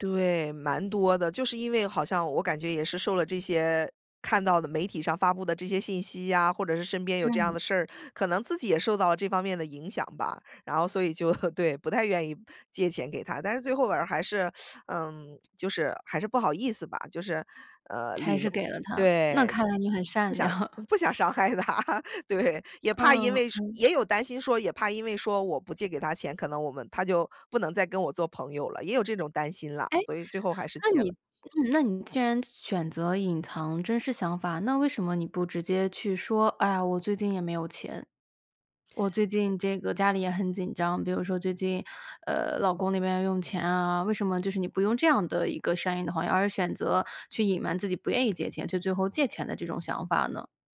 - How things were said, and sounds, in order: laugh; teeth sucking; laughing while speaking: "不想伤害他，对"; laughing while speaking: "良"
- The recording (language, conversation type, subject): Chinese, podcast, 你为了不伤害别人，会选择隐瞒自己的真实想法吗？